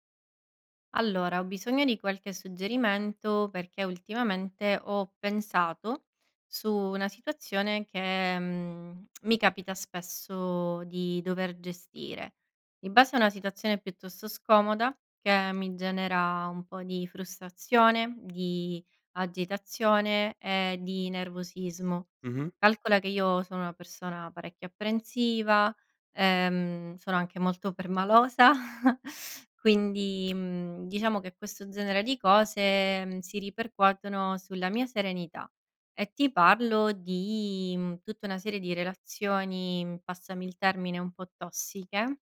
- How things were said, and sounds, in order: lip smack; laughing while speaking: "permalosa"
- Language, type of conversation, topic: Italian, advice, Come posso mettere dei limiti nelle relazioni con amici o familiari?